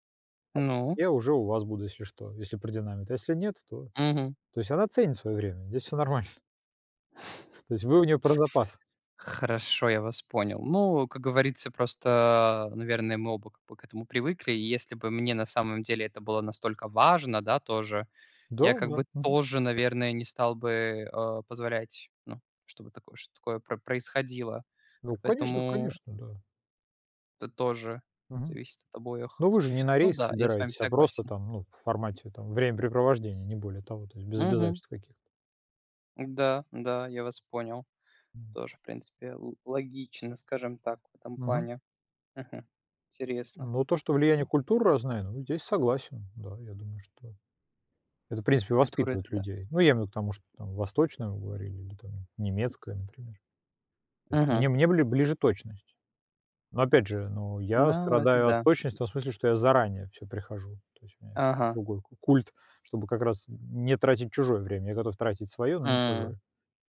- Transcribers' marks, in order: laughing while speaking: "нормально"; chuckle
- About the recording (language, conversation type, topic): Russian, unstructured, Почему люди не уважают чужое время?